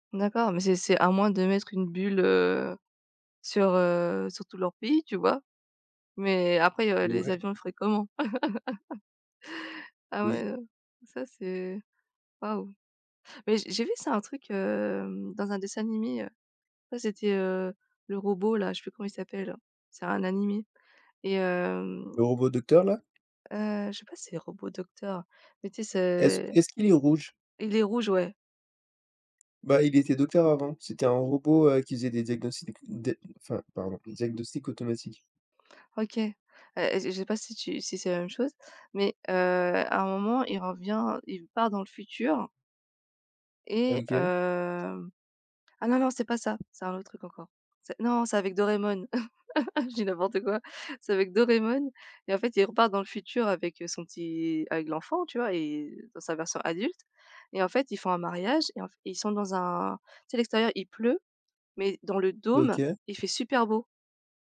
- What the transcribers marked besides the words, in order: laughing while speaking: "Ouais"; laugh; other background noise; tapping; laugh
- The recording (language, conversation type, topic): French, unstructured, Comment persuades-tu quelqu’un de réduire sa consommation d’énergie ?